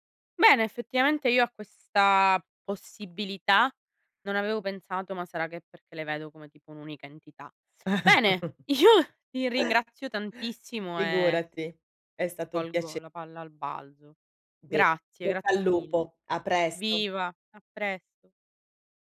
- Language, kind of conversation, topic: Italian, advice, Come posso risolvere i conflitti e i rancori del passato con mio fratello?
- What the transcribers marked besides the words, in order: chuckle; laughing while speaking: "io"